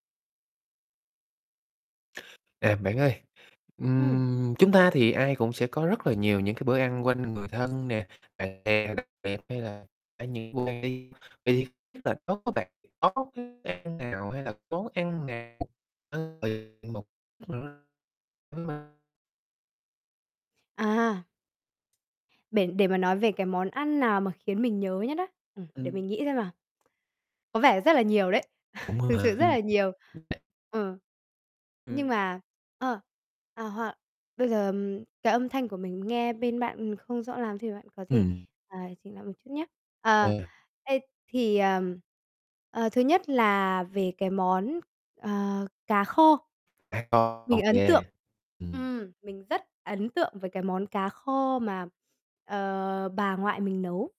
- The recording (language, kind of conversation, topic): Vietnamese, podcast, Món ăn hoặc bữa cơm nào gợi lên trong bạn những ký ức đẹp?
- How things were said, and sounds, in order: tapping; distorted speech; unintelligible speech; unintelligible speech; other background noise; static; chuckle; unintelligible speech; unintelligible speech